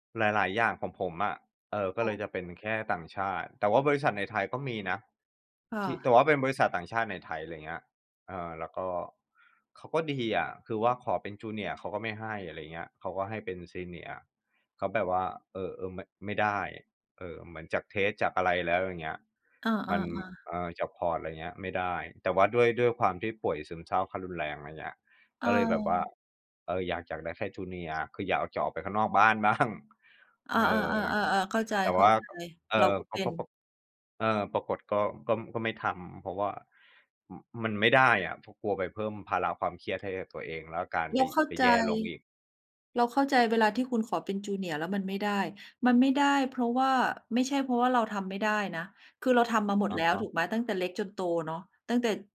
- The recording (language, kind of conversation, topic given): Thai, unstructured, คุณเคยมีประสบการณ์เจรจาต่อรองเรื่องงานอย่างไรบ้าง?
- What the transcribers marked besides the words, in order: laughing while speaking: "บ้าง"